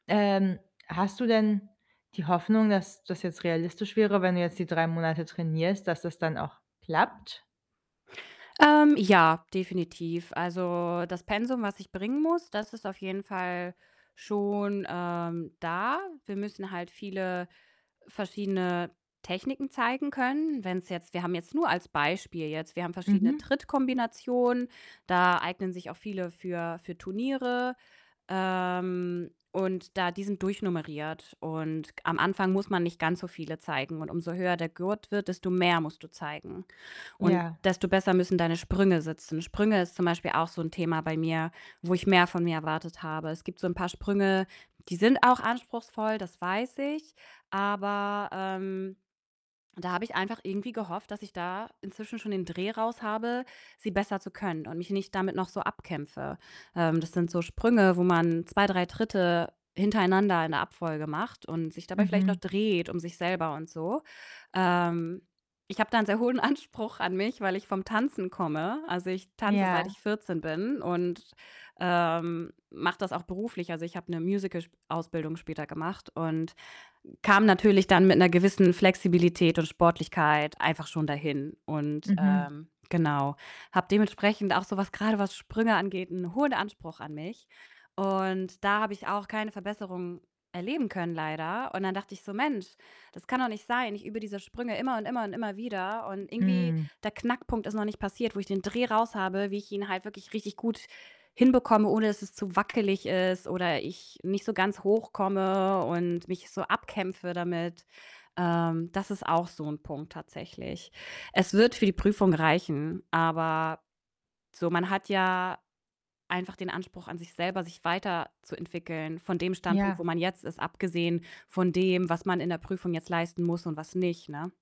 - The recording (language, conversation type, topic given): German, advice, Wie kann ich dranbleiben, wenn ich das Gefühl habe, nicht voranzukommen?
- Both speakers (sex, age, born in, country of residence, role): female, 30-34, Germany, Germany, advisor; female, 30-34, Germany, Germany, user
- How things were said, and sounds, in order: distorted speech; tapping; other background noise; laughing while speaking: "Anspruch"